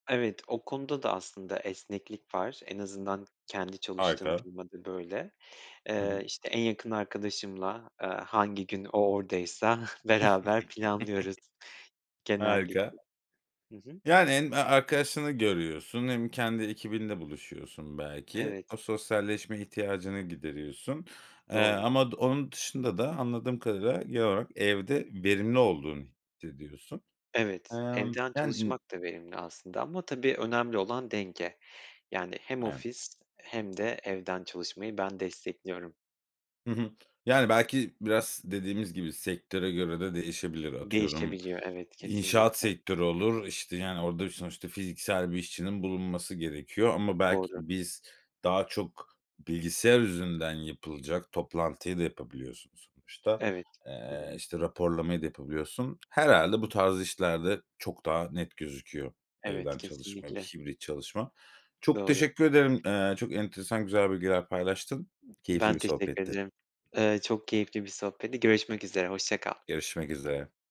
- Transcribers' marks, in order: chuckle; other background noise
- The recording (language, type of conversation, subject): Turkish, podcast, Sence işe geri dönmek mi, uzaktan çalışmak mı daha sağlıklı?
- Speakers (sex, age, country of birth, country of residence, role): male, 30-34, Turkey, Poland, guest; male, 35-39, Turkey, Spain, host